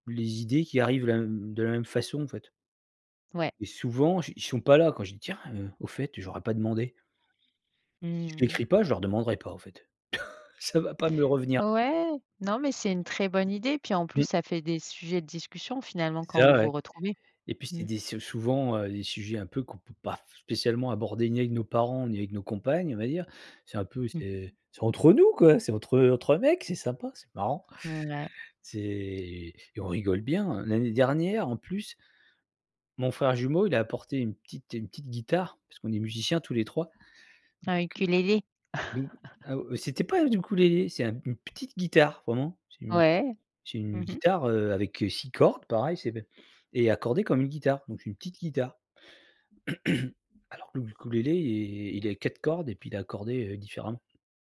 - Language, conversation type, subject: French, podcast, Quelle randonnée t’a vraiment marqué, et pourquoi ?
- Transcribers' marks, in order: other background noise; chuckle; drawn out: "C'est"; chuckle; throat clearing